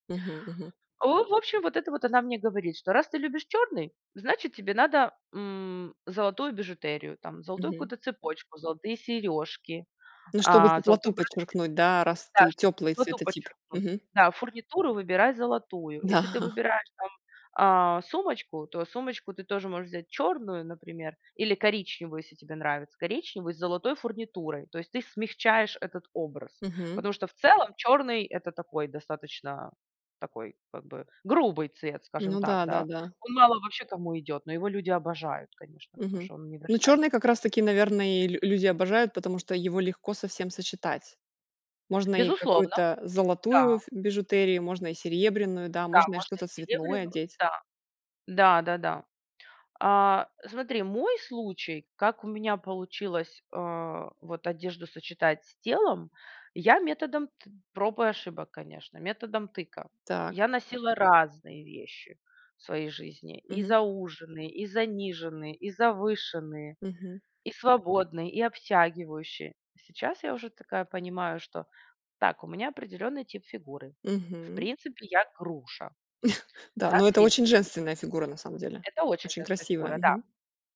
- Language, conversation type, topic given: Russian, podcast, Как работать с телом и одеждой, чтобы чувствовать себя увереннее?
- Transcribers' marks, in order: tapping; unintelligible speech; laughing while speaking: "Да"; other background noise; chuckle